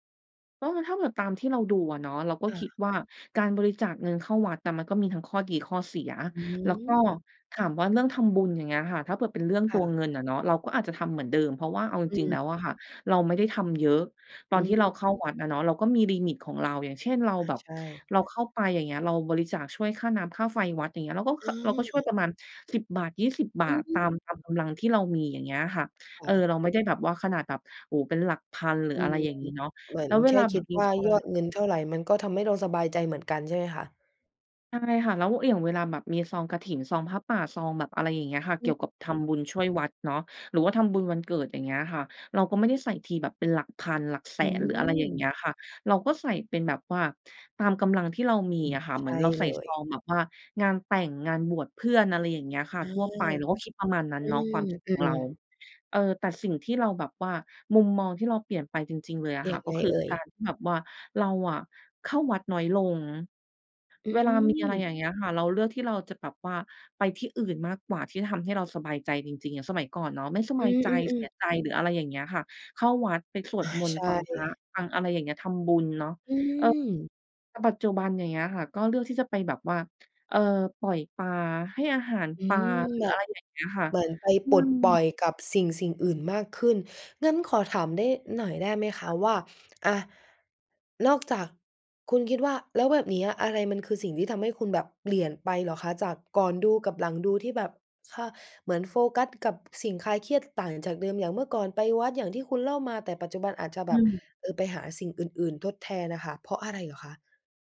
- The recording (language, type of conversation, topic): Thai, podcast, คุณช่วยเล่าให้ฟังหน่อยได้ไหมว่ามีหนังเรื่องไหนที่ทำให้มุมมองชีวิตของคุณเปลี่ยนไป?
- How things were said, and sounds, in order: unintelligible speech; other background noise